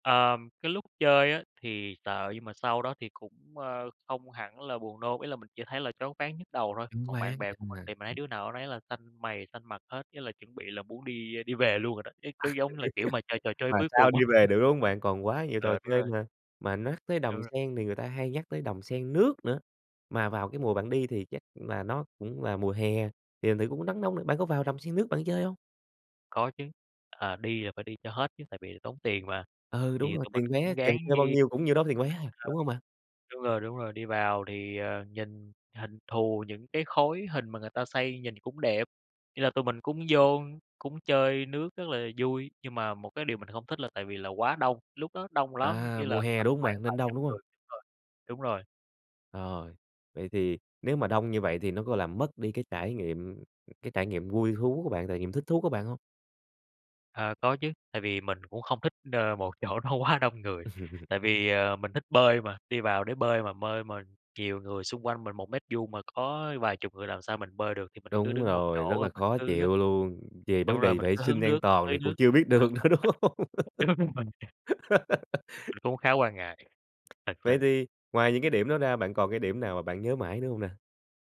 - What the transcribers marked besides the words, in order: other background noise; laugh; laughing while speaking: "á"; chuckle; "nhắc" said as "nắc"; tapping; unintelligible speech; laughing while speaking: "nó quá"; laugh; laughing while speaking: "đúng rồi"; laughing while speaking: "nữa, đúng hông?"; laugh
- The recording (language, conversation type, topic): Vietnamese, podcast, Bạn có kỷ niệm tuổi thơ nào khiến bạn nhớ mãi không?